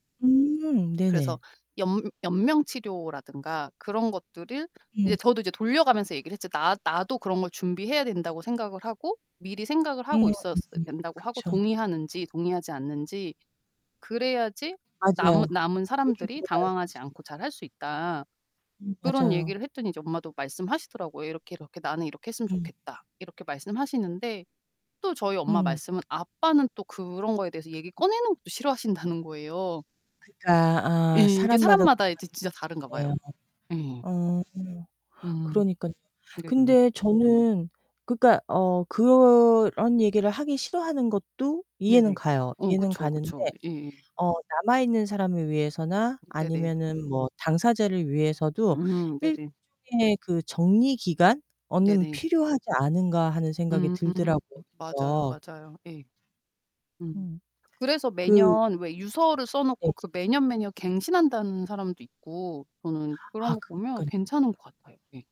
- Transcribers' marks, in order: other background noise; static; distorted speech; unintelligible speech; tapping
- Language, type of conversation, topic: Korean, unstructured, 죽음에 대해 이야기하는 것이 왜 어려울까요?